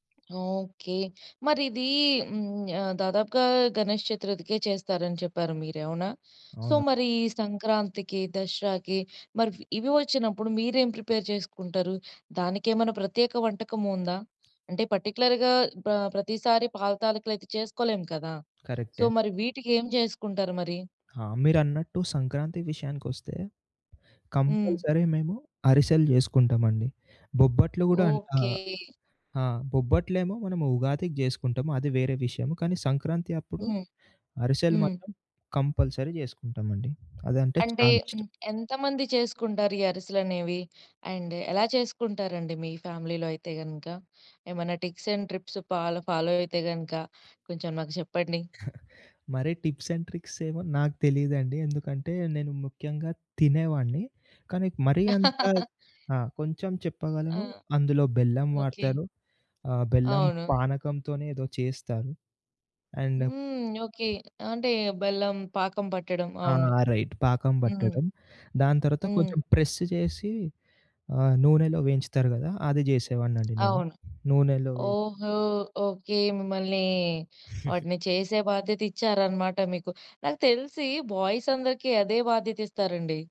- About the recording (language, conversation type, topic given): Telugu, podcast, పండుగ సమయంలో మీరు ఇష్టపడే వంటకం ఏది?
- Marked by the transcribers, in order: other background noise; in English: "సో"; in English: "ప్రిపేర్"; tapping; in English: "పర్టిక్యులర్‌గా"; in English: "సో"; in English: "కంపల్సరీ"; in English: "కంపల్సరీ"; in English: "అండ్"; in English: "ఫ్యామిలీలో"; in English: "టిక్స్ అండ్ ట్రిప్స్ పాలో ఫాలో"; chuckle; in English: "టిప్స్ అండ్ ట్రిక్స్"; chuckle; in English: "అండ్"; in English: "రైట్"; chuckle; in English: "బాయ్స్"